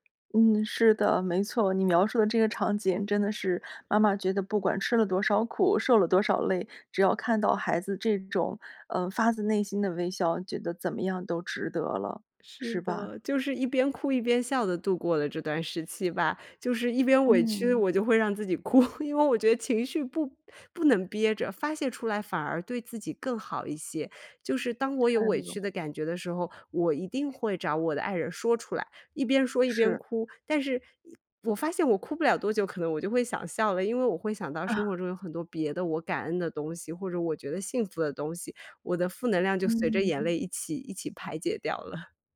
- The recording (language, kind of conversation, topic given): Chinese, podcast, 当父母后，你的生活有哪些变化？
- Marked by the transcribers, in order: chuckle; laughing while speaking: "了"